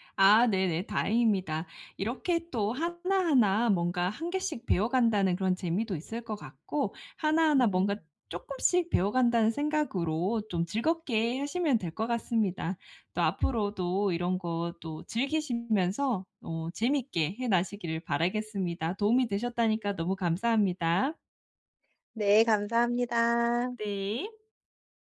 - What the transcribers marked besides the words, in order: other background noise; "해나가시기를" said as "나시기를"
- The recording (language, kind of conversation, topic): Korean, advice, 요리에 자신감을 키우려면 어떤 작은 습관부터 시작하면 좋을까요?